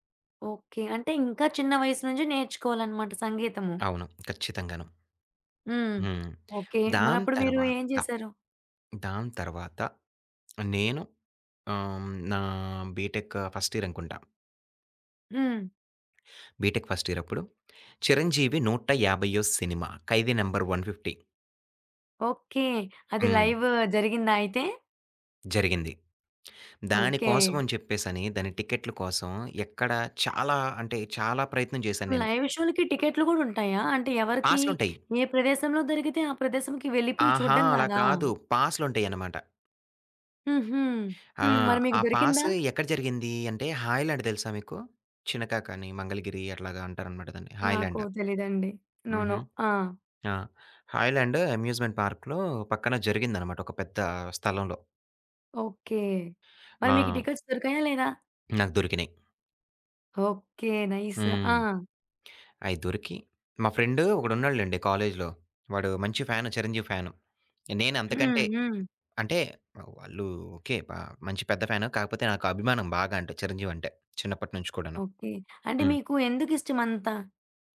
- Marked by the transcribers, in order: tapping; other background noise; in English: "బిటెక్ ఫస్ట్ ఇయర్"; in English: "బిటెక్ ఫస్ట్"; in English: "లైవ్"; in English: "పాస్"; in English: "హైలాండ్"; in English: "హైలాండ్"; in English: "నో నో"; in English: "హైలాండ్ అమ్యూజ్మెంట్ పార్క్‌లో"; in English: "టికెట్స్"; in English: "నైస్"; in English: "ఫ్రెండ్"; in English: "కాలేజ్‌లో"; in English: "ఫ్యాన్"; in English: "ఫ్యాన్"; in English: "ఫ్యాన్"
- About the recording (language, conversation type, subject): Telugu, podcast, ప్రత్యక్ష కార్యక్రమానికి వెళ్లేందుకు మీరు చేసిన ప్రయాణం గురించి ఒక కథ చెప్పగలరా?